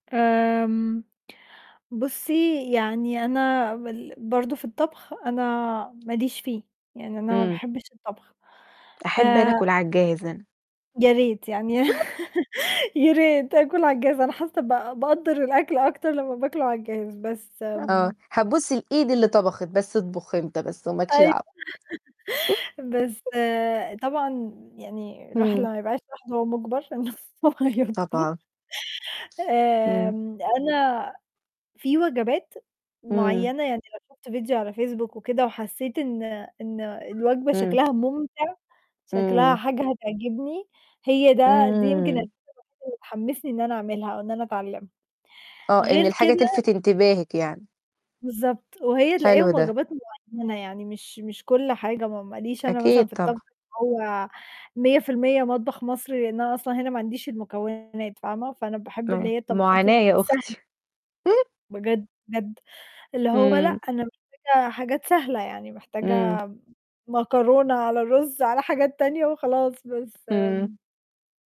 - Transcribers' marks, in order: chuckle; other background noise; other noise; chuckle; tapping; unintelligible speech; distorted speech
- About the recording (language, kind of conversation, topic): Arabic, unstructured, إنت بتحب تتعلم حاجات جديدة إزاي؟